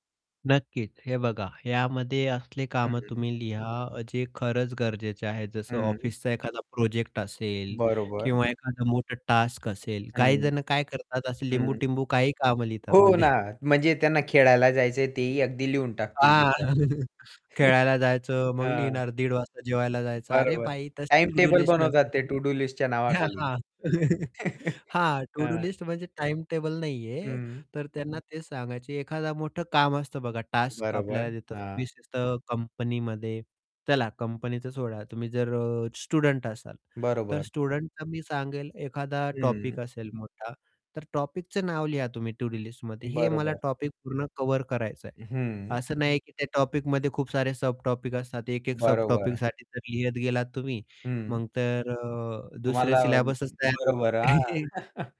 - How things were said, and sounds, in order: static; laughing while speaking: "म्हणजे"; laughing while speaking: "हां"; chuckle; chuckle; other background noise; in English: "टू-डू लिस्ट"; in English: "टु-डू लिस्टच्या"; chuckle; in English: "टू-डू लिस्ट"; chuckle; mechanical hum; in English: "स्टुडंट"; distorted speech; in English: "स्टुडंटला"; in English: "टू-डू लिस्टमध्ये"; chuckle; unintelligible speech; chuckle
- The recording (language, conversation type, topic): Marathi, podcast, तू रोजच्या कामांची यादी कशी बनवतोस?